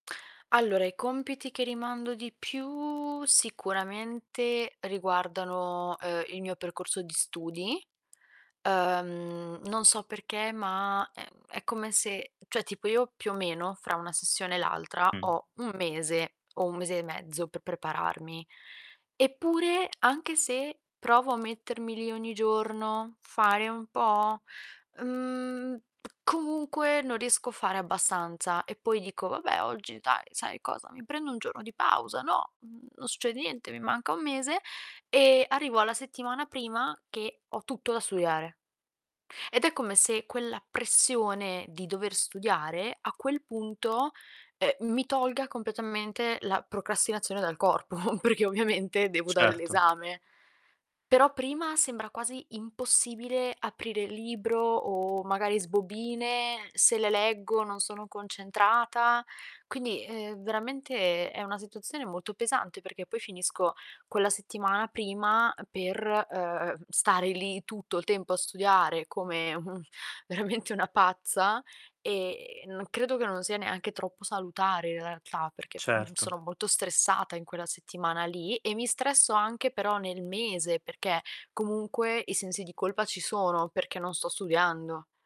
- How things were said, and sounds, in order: distorted speech; drawn out: "più"; tapping; "abbastanza" said as "abbassanza"; "studiare" said as "sudiare"; laughing while speaking: "corpo"; laughing while speaking: "un veramente"; other background noise
- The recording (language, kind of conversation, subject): Italian, advice, Come posso smettere di procrastinare sui compiti importanti e urgenti?